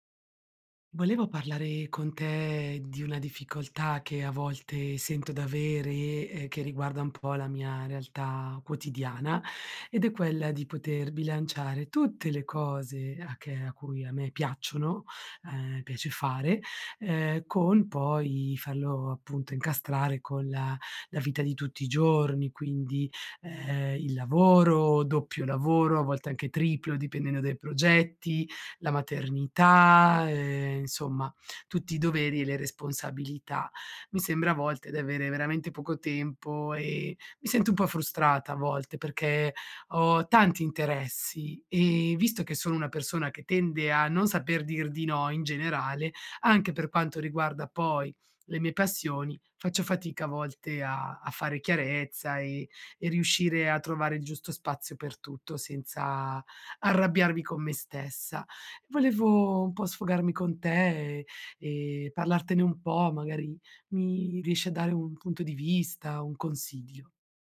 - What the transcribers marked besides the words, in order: none
- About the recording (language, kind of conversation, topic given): Italian, advice, Come posso bilanciare le mie passioni con la vita quotidiana?